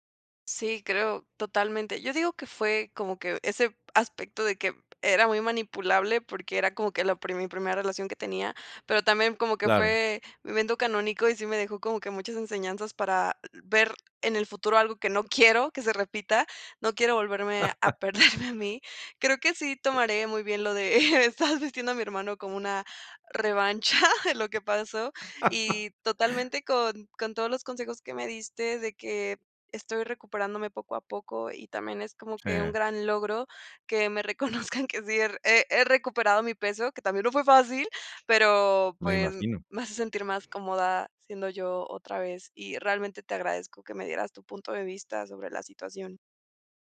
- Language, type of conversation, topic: Spanish, advice, ¿Cómo te has sentido al notar que has perdido tu identidad después de una ruptura o al iniciar una nueva relación?
- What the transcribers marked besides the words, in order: chuckle; other background noise; chuckle; chuckle; chuckle